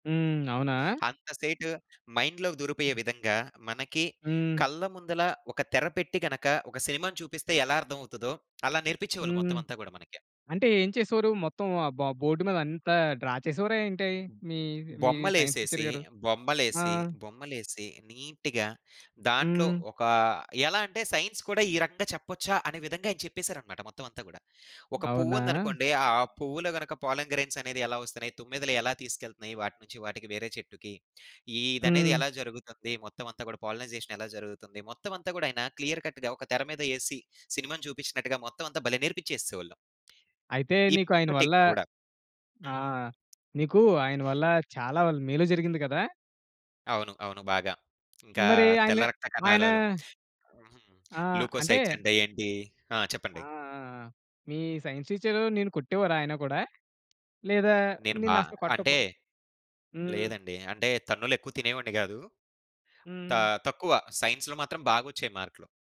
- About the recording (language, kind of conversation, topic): Telugu, podcast, మీ జీవితంలో మీకు గొప్ప పాఠం నేర్పిన గురువు గురించి చెప్పగలరా?
- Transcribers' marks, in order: in English: "మైండ్‌లోకి"; other background noise; in English: "డ్రా"; in English: "సైన్స్ టీచర్"; in English: "నీట్‌గా"; in English: "సైన్స్"; in English: "పాలన్ గ్రైన్స్"; in English: "పాలినైజేషన్"; in English: "క్లియర్ కట్‌గా"; other noise; in English: "లూకోసైట్స్"; in English: "సైన్స్"; tapping; in English: "సైన్స్‌లో"